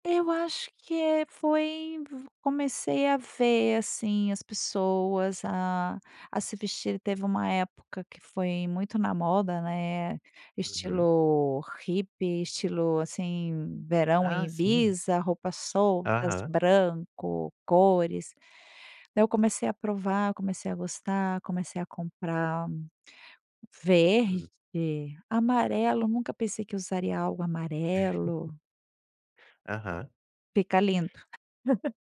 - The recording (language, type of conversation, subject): Portuguese, podcast, Como seu estilo reflete quem você é?
- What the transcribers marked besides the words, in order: laugh; laugh